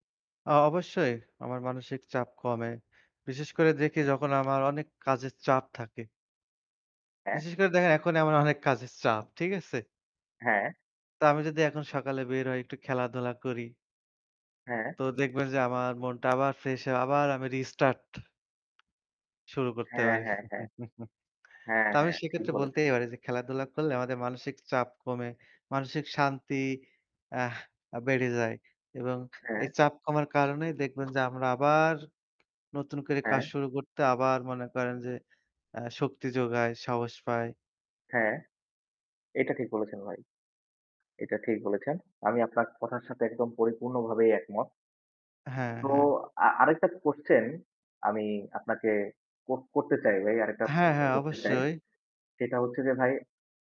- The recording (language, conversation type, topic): Bengali, unstructured, খেলাধুলার মাধ্যমে আপনার জীবনে কী কী পরিবর্তন এসেছে?
- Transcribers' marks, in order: static; chuckle